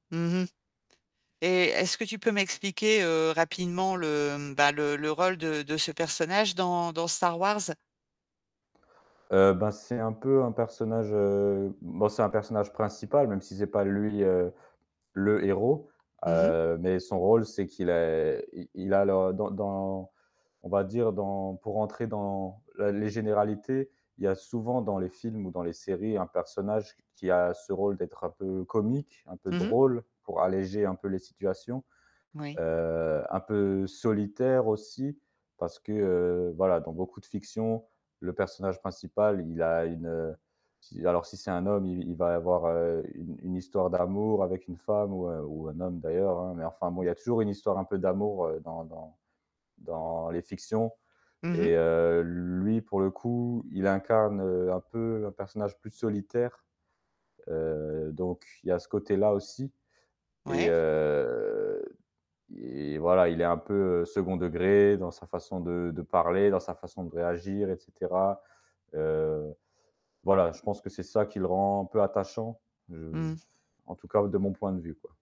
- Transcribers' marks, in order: static; distorted speech; other background noise; drawn out: "heu"
- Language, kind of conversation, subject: French, podcast, Pourquoi, d’après toi, s’attache-t-on aux personnages fictifs ?